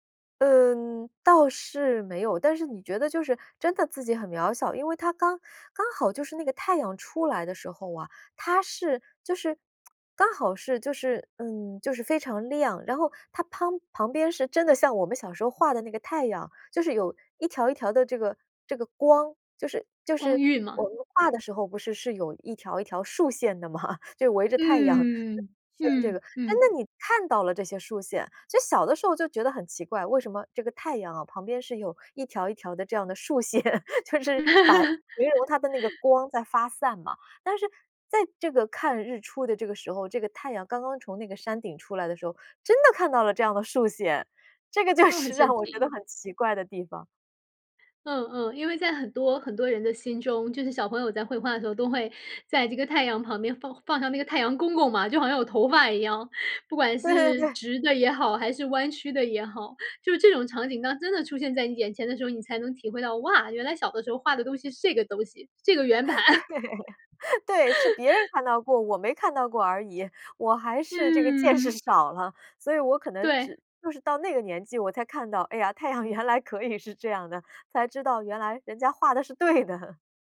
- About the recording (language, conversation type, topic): Chinese, podcast, 你会如何形容站在山顶看日出时的感受？
- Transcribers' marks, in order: tsk; laughing while speaking: "吗？"; unintelligible speech; laughing while speaking: "线，就是"; chuckle; laughing while speaking: "就是"; laughing while speaking: "对"; laughing while speaking: "盘"; chuckle; laughing while speaking: "见识"; other background noise; laughing while speaking: "可以"; chuckle